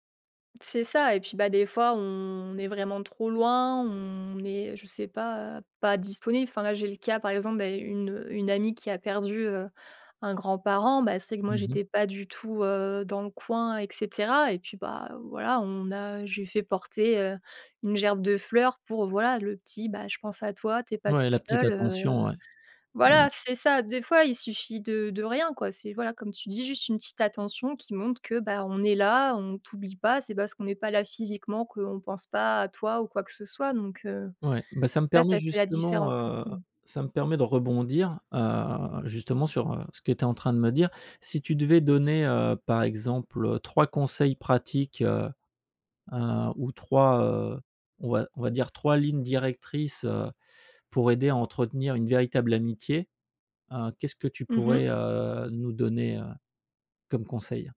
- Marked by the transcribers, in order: tapping
- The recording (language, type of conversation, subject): French, podcast, Qu’est-ce qui fait, pour toi, une vraie amitié ?